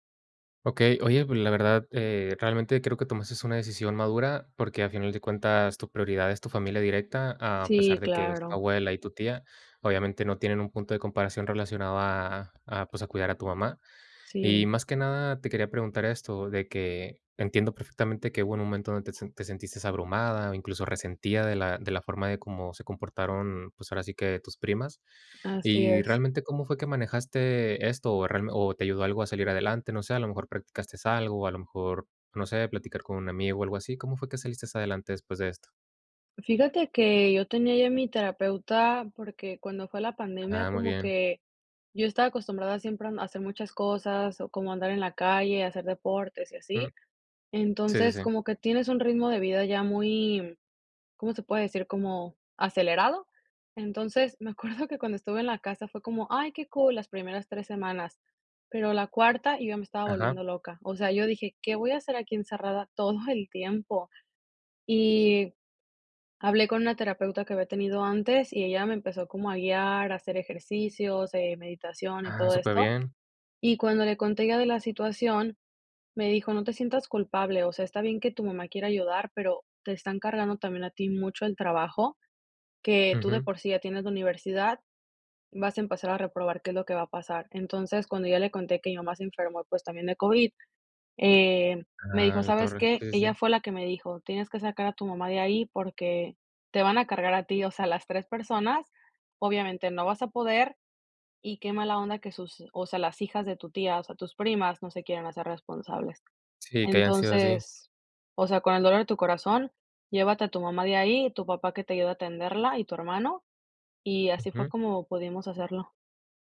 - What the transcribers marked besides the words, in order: tapping; laughing while speaking: "acuerdo"; laughing while speaking: "el"; laughing while speaking: "o sea"
- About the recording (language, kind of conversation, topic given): Spanish, podcast, ¿Cómo te transformó cuidar a alguien más?